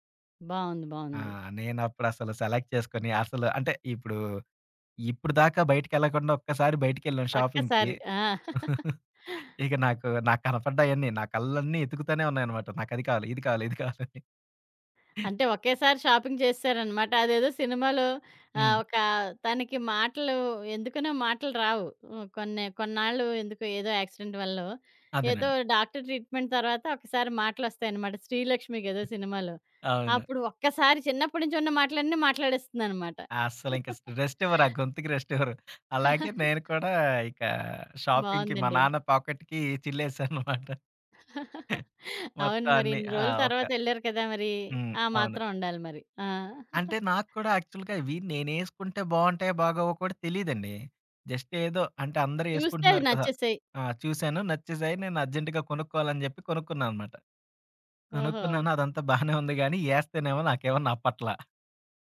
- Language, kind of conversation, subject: Telugu, podcast, జీవితంలో వచ్చిన పెద్ద మార్పు నీ జీవనశైలి మీద ఎలా ప్రభావం చూపింది?
- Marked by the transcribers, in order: other background noise; in English: "సెలెక్ట్"; in English: "షాపింగ్‌కి"; chuckle; giggle; in English: "షాపింగ్"; in English: "యాక్సిడెంట్"; in English: "ట్రీట్మెంట్"; chuckle; in English: "షాపింగ్‌కి"; in English: "పాకెట్‌కి"; laughing while speaking: "చిల్లేసాననమాట"; chuckle; in English: "యాక్చువల్‌గా"; giggle; in English: "జస్ట్"; in English: "అర్జెంట్‌గా"; tapping